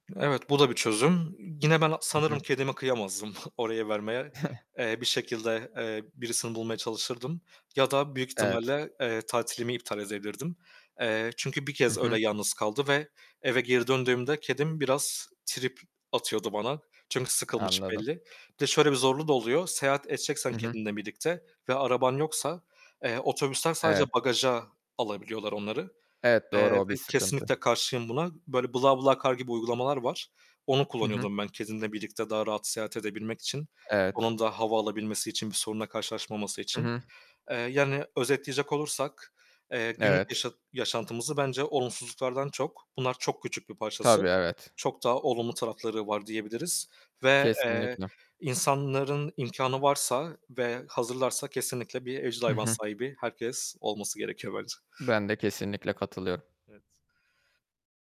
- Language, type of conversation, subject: Turkish, unstructured, Bir evcil hayvana sahip olmak hayatı nasıl değiştirir?
- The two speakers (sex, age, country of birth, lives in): male, 25-29, Turkey, Germany; male, 25-29, Turkey, Poland
- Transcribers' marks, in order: snort; giggle; other background noise